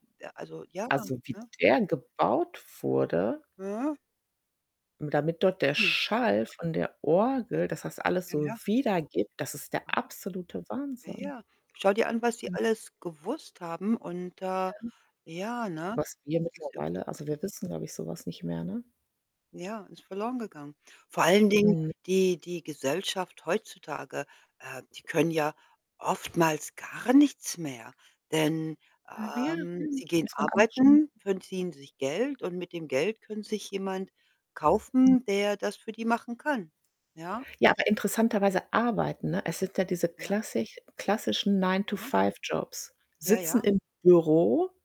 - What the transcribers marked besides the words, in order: static; distorted speech; other noise; other background noise; stressed: "gar nichts"
- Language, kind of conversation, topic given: German, unstructured, Wie hat die Erfindung des Buchdrucks die Welt verändert?